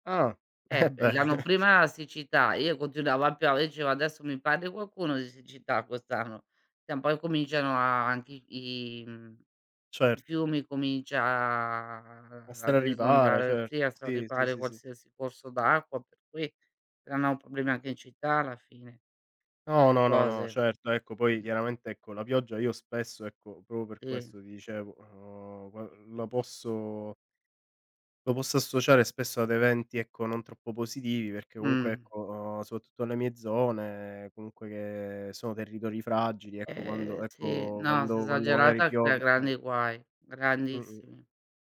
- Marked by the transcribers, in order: laughing while speaking: "Eh beh"; other background noise; "proprio" said as "propro"; "soprattutto" said as "sotutto"
- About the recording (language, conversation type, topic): Italian, unstructured, Preferisci una giornata di pioggia o una di sole?